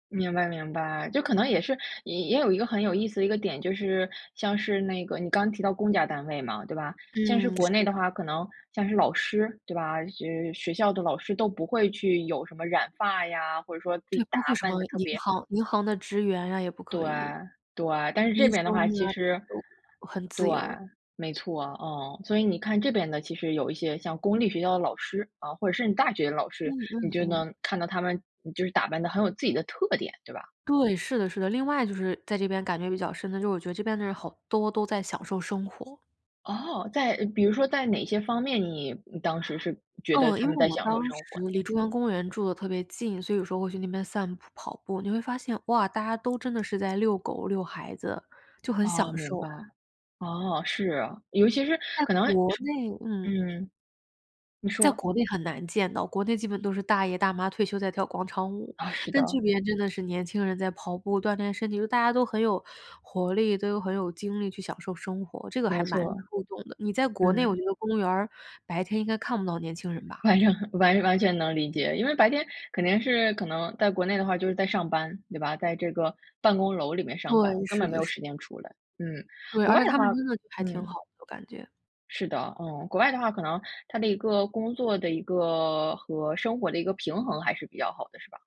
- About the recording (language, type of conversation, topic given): Chinese, podcast, 能不能跟我们聊聊，哪次旅行（或哪个地方）让你真正改变了？
- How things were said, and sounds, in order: unintelligible speech; other background noise; laughing while speaking: "反正"